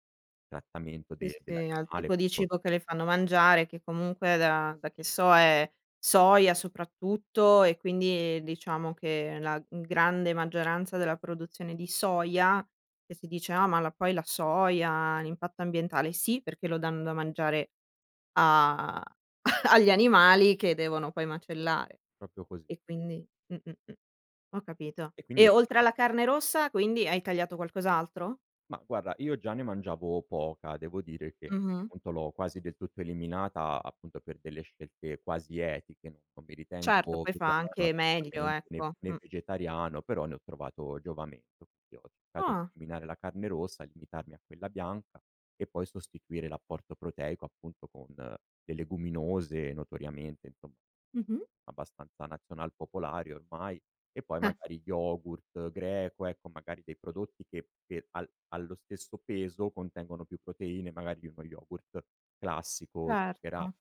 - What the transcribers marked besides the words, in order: unintelligible speech; other background noise; chuckle; "Proprio" said as "propio"; unintelligible speech; unintelligible speech
- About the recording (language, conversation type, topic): Italian, podcast, Quali gesti quotidiani fanno davvero la differenza per l'ambiente?